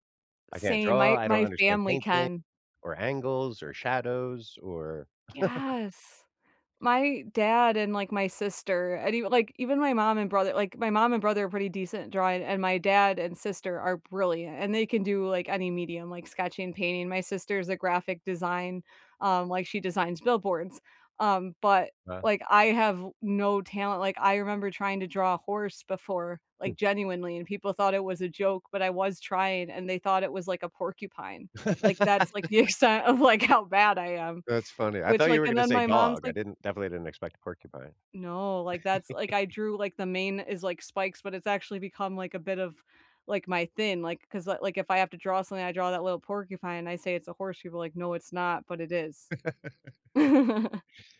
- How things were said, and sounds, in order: chuckle; laugh; laughing while speaking: "the extent of, like"; chuckle; chuckle
- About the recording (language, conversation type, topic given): English, unstructured, How do you decide whether to listen to a long album from start to finish or to choose individual tracks?
- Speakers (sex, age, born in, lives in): female, 30-34, United States, United States; male, 50-54, United States, United States